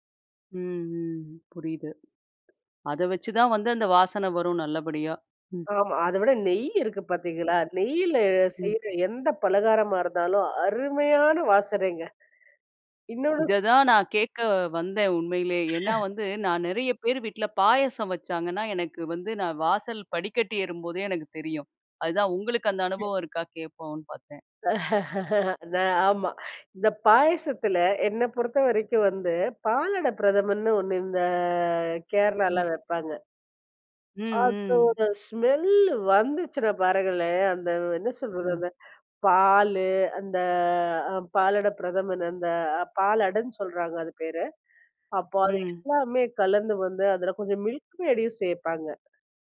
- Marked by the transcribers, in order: other noise; anticipating: "இத தான் நான் கேக்க வந்தேன் உண்மையிலே"; other background noise; laugh; trusting: "பாயாசம் வச்சாங்கன்னா, எனக்கு வந்து நான் வாசல் படிக்கட்டு ஏறும்போதே எனக்கு தெரியும்"; unintelligible speech; laugh; drawn out: "இந்த"; surprised: "அதோட ஸ்மெல்லு வந்துச்சுனா பாருங்களேன்"; drawn out: "அந்த"; inhale; in English: "மில்க் மேடயும்"
- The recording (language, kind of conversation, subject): Tamil, podcast, உணவு சுடும் போது வரும் வாசனைக்கு தொடர்பான ஒரு நினைவை நீங்கள் பகிர முடியுமா?